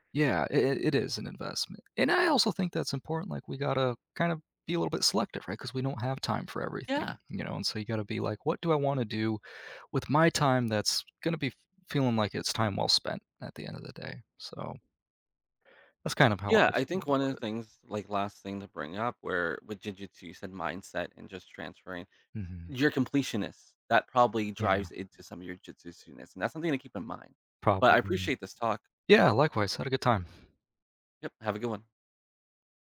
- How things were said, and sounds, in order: tapping; other noise; "jujitsu-ness" said as "jitzusu-ness"; other background noise
- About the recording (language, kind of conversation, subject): English, unstructured, How do you decide which hobby projects to finish and which ones to abandon?
- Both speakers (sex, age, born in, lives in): male, 25-29, United States, United States; male, 30-34, United States, United States